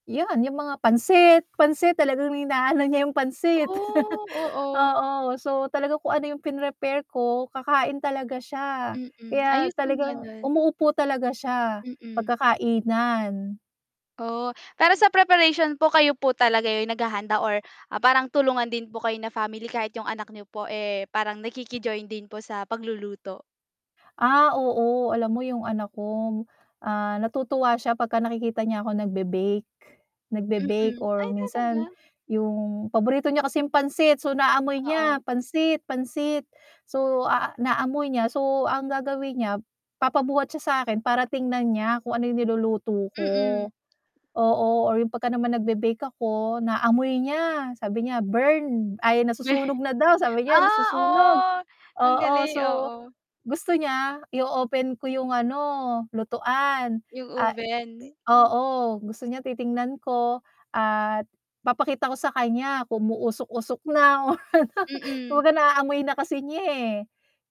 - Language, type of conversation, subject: Filipino, podcast, Ano ang ginagawa ninyo para manatiling malapit ang inyong pamilya?
- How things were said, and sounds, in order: static; drawn out: "Oh"; chuckle; other background noise; chuckle; in English: "burned"; chuckle